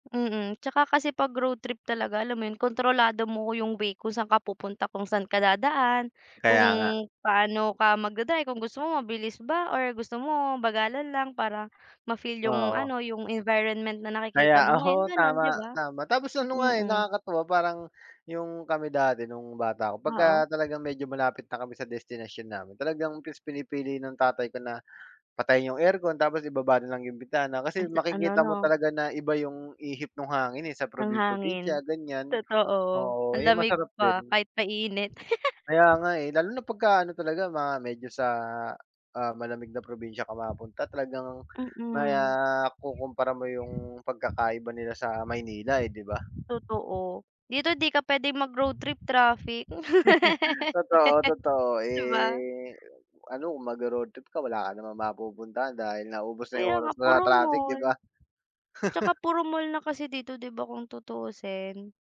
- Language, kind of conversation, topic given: Filipino, unstructured, Ano ang pinakamasayang alaala mo sa isang paglalakbay sa kalsada?
- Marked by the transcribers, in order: other background noise; laugh; fan; laugh; laugh; laugh